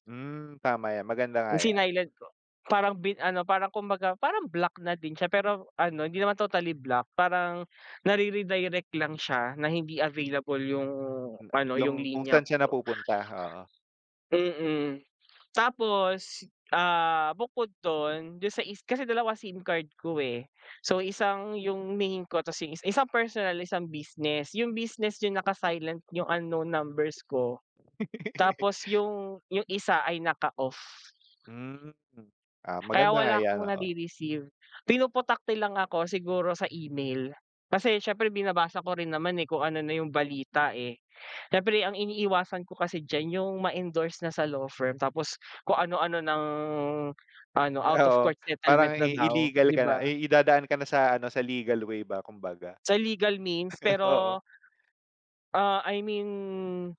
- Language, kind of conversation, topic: Filipino, unstructured, Ano ang pumapasok sa isip mo kapag may utang kang kailangan nang bayaran?
- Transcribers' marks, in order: other noise; laugh; in English: "out of court settlement"; chuckle